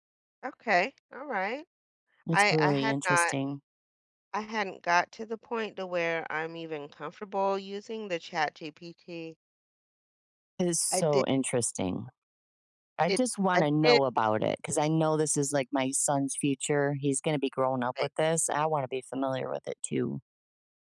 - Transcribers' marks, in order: other background noise
- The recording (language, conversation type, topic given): English, unstructured, How can I notice how money quietly influences my daily choices?
- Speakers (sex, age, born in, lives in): female, 50-54, United States, United States; female, 50-54, United States, United States